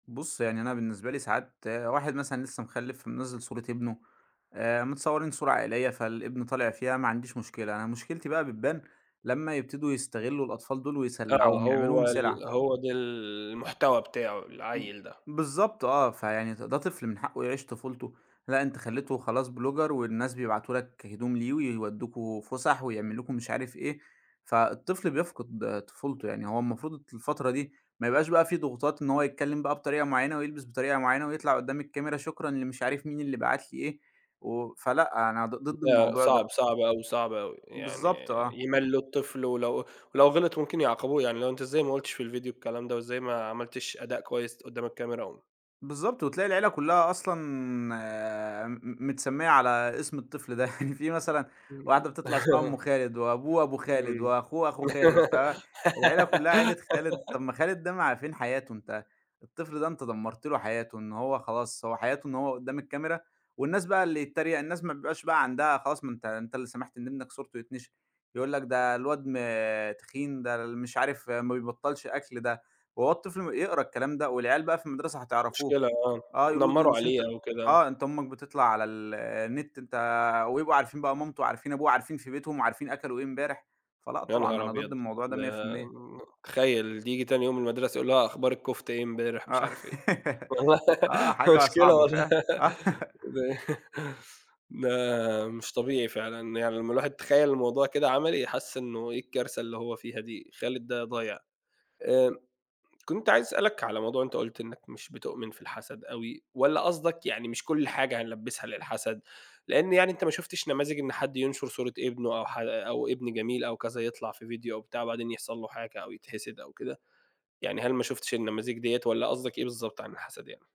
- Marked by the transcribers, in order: in English: "blogger"; chuckle; laugh; laugh; laugh; laughing while speaking: "مشكلة والله"; laugh; chuckle
- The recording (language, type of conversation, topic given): Arabic, podcast, ليه بنختار نعرض حاجات ونخفي حاجات تانية على الإنترنت؟